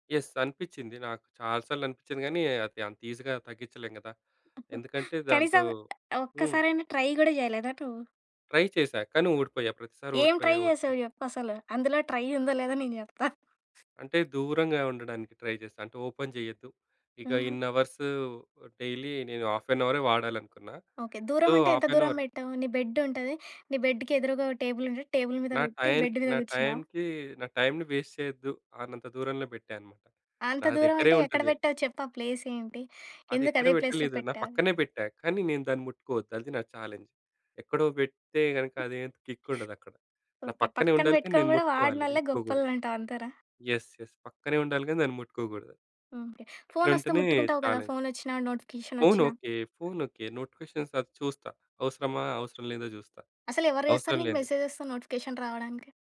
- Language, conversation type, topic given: Telugu, podcast, డిజిటల్ డివైడ్‌ను ఎలా తగ్గించాలి?
- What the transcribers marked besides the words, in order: in English: "యెస్"; in English: "ఈజీగా"; tapping; in English: "ట్రై"; in English: "ట్రై"; in English: "ట్రై"; in English: "ట్రై"; in English: "ట్రై"; in English: "అవర్స్ డైలీ"; in English: "హాఫ్ అన్"; in English: "సో, హాఫ్ అన్ అవర్"; in English: "బెడ్"; in English: "బెడ్‌కి"; in English: "టేబుల్"; in English: "టేబుల్"; in English: "బెడ్"; in English: "వేస్ట్"; in English: "ప్లేస్"; in English: "ప్లేస్‌లో"; other background noise; in English: "చాలెంజ్"; in English: "కిక్"; in English: "యెస్. యెస్"; in English: "చాలెంజ్"; in English: "నోటిఫికేషన్"; in English: "నోటిఫికేషన్స్"; in English: "మెసేజ్‌తో నోటిఫికేషన్"